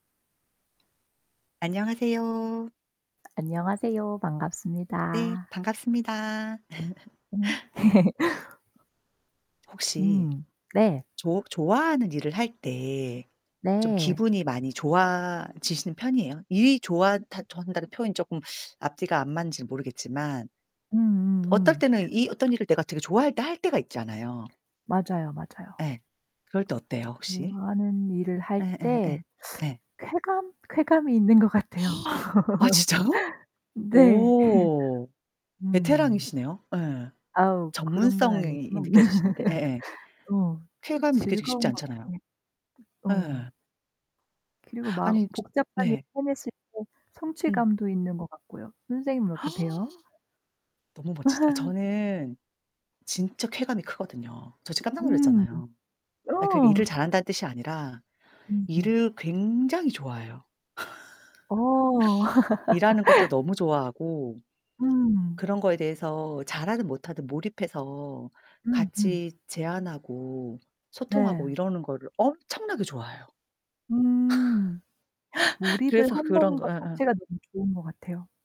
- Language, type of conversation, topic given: Korean, unstructured, 좋아하는 일에 몰입할 때 기분이 어떤가요?
- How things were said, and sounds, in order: distorted speech; laugh; other background noise; laugh; tapping; gasp; laugh; laugh; gasp; laugh; laugh; gasp; laugh